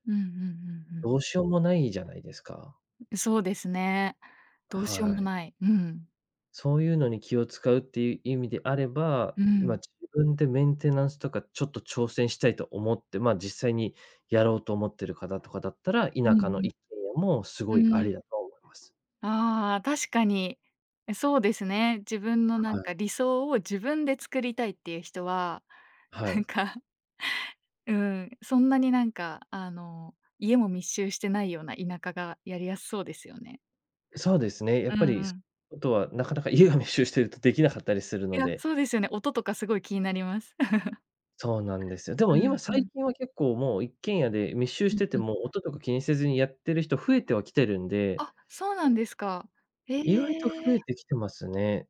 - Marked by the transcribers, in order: other background noise; laughing while speaking: "なんか"; chuckle
- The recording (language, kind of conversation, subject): Japanese, podcast, 家は購入と賃貸のどちらを選ぶべきだと思いますか？